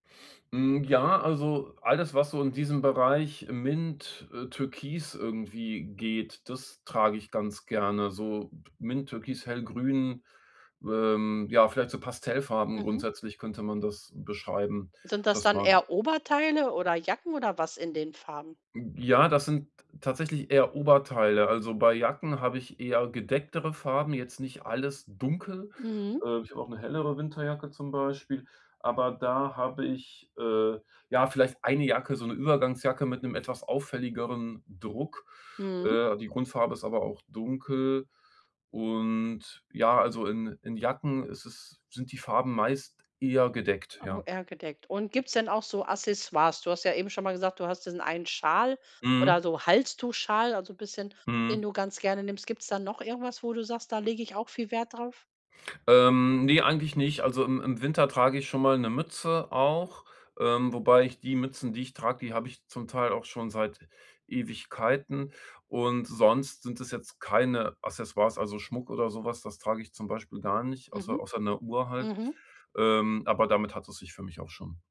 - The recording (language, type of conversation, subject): German, podcast, Wie findest du deinen persönlichen Stil, der wirklich zu dir passt?
- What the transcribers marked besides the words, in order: none